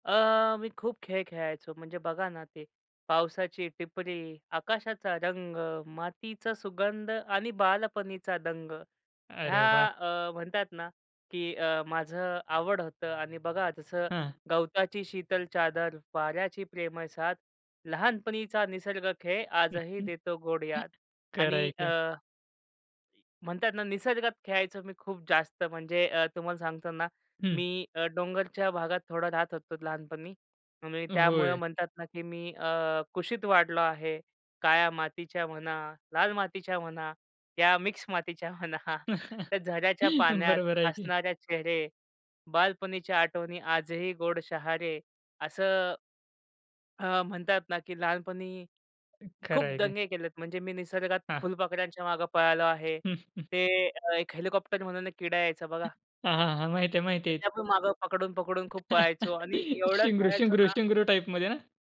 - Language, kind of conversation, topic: Marathi, podcast, तुम्ही लहानपणी घराबाहेर निसर्गात कोणते खेळ खेळायचात?
- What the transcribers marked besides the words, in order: other background noise; chuckle; laughing while speaking: "म्हणा"; chuckle; laughing while speaking: "बरोबर आहे की"; other noise; chuckle; laughing while speaking: "हां, हां, हां"; chuckle; laughing while speaking: "शिंगरू, शिंगरू, शिंगरू टाइपमध्ये ना?"